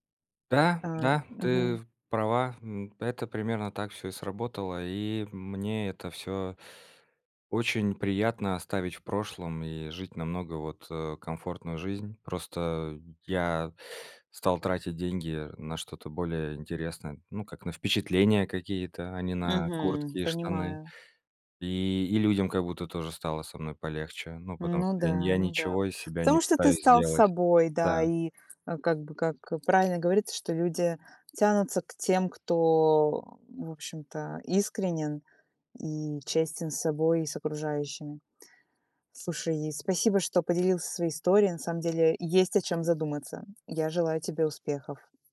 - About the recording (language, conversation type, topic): Russian, podcast, Что для тебя важнее: комфорт или эффектный вид?
- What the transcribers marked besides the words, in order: other background noise